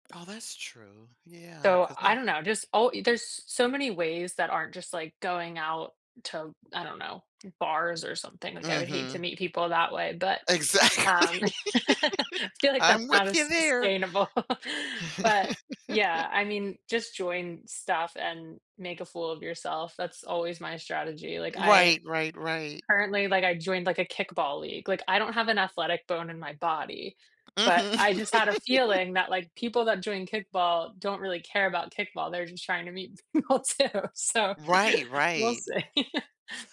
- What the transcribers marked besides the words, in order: laughing while speaking: "Exactly"; laugh; laughing while speaking: "sustainable"; laugh; laugh; laughing while speaking: "people, too, so we'll see"; laugh
- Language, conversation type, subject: English, unstructured, What makes your hometown or city feel unique to you?
- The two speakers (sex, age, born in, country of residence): female, 25-29, United States, United States; female, 65-69, United States, United States